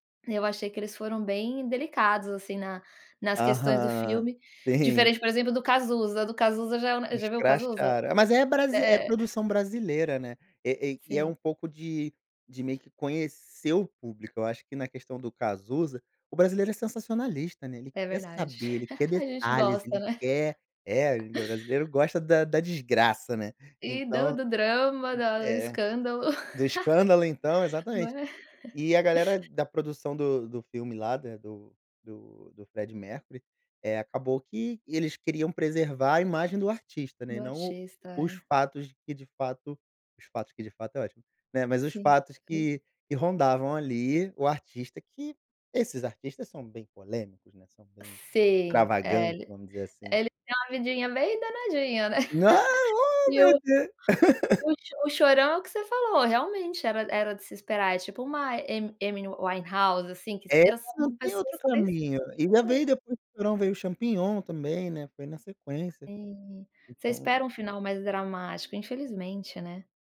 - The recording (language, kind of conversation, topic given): Portuguese, podcast, Qual é a sua banda ou artista favorito e por quê?
- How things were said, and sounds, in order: chuckle; chuckle; laugh; laugh; other noise; laugh; tapping; laugh; unintelligible speech